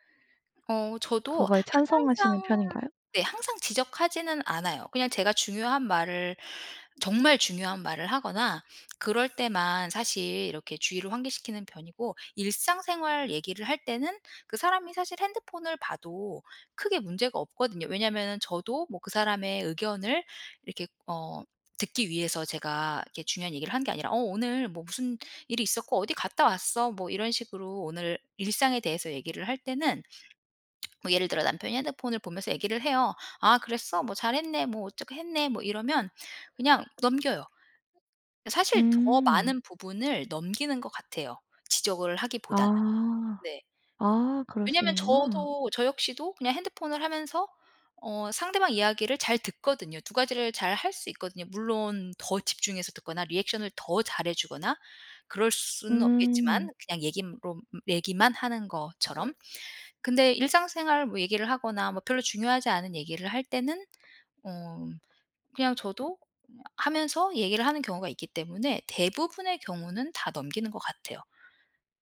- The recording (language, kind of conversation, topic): Korean, podcast, 대화 중에 상대가 휴대폰을 볼 때 어떻게 말하면 좋을까요?
- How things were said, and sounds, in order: tapping; lip smack